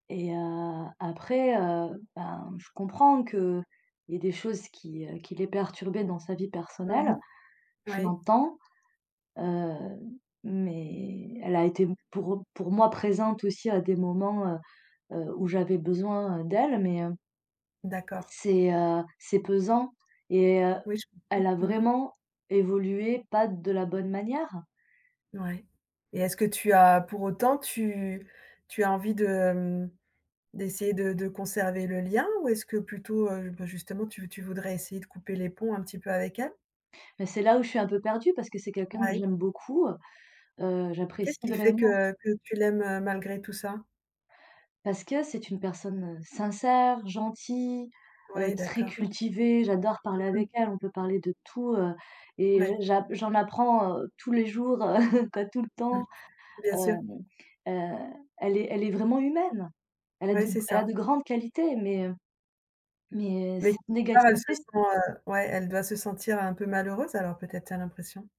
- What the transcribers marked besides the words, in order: laughing while speaking: "heu"; stressed: "humaine"
- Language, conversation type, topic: French, advice, Comment gérer un ami toujours négatif qui t’épuise émotionnellement ?